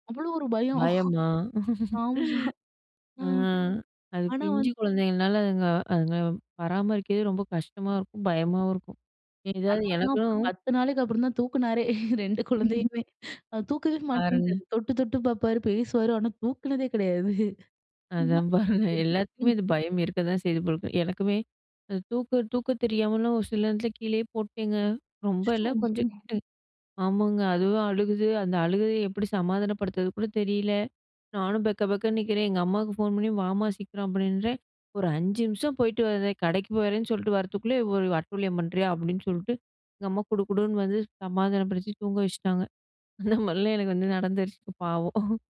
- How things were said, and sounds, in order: laugh; laughing while speaking: "பயம். ஆமா"; other background noise; tapping; laughing while speaking: "தூக்குனாரே! ரெண்டு குழந்தையுமே. அ தூக்கவே … ஆனா தூக்கினதே கிடையாது"; chuckle; laughing while speaking: "பாருங்க"; unintelligible speech; unintelligible speech; laughing while speaking: "அந்த மாரிலாம் எனக்கு வந்து நடந்துருச்சுப் பாவம்"
- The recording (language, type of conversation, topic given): Tamil, podcast, ஒரு குழந்தையின் பிறப்பு உங்களுடைய வாழ்க்கையை மாற்றியதா?